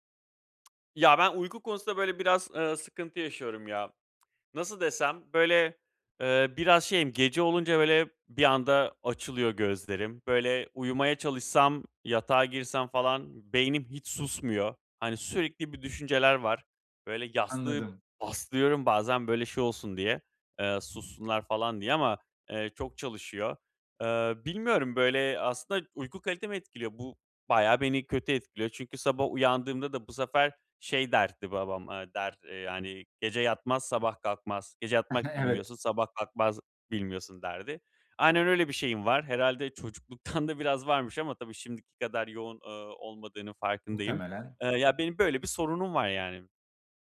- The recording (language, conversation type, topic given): Turkish, advice, Yatmadan önce ekran kullanımını azaltmak uykuya geçişimi nasıl kolaylaştırır?
- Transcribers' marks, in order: other background noise; stressed: "bastırıyorum"; "kalkmak" said as "kalkmaz"; chuckle